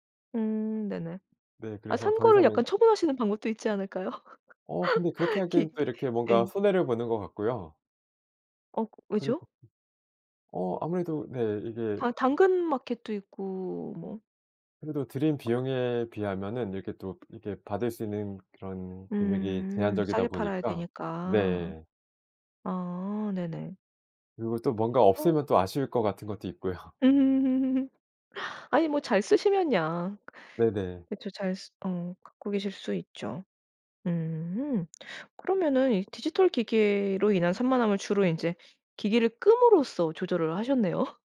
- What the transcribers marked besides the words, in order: other background noise; laugh; tapping; laughing while speaking: "있고요"; laugh; laughing while speaking: "하셨네요"
- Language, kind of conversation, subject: Korean, podcast, 디지털 기기로 인한 산만함을 어떻게 줄이시나요?